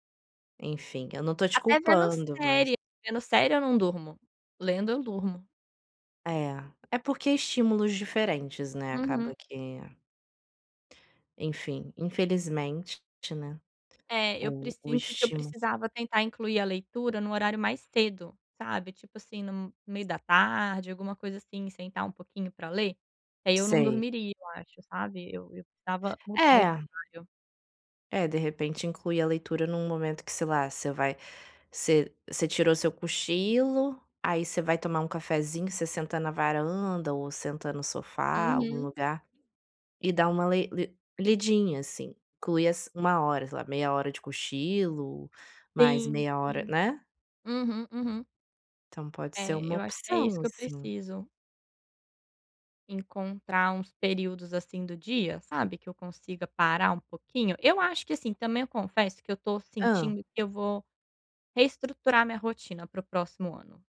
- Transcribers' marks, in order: tapping
- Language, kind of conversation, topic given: Portuguese, advice, Como posso separar melhor o trabalho da vida pessoal?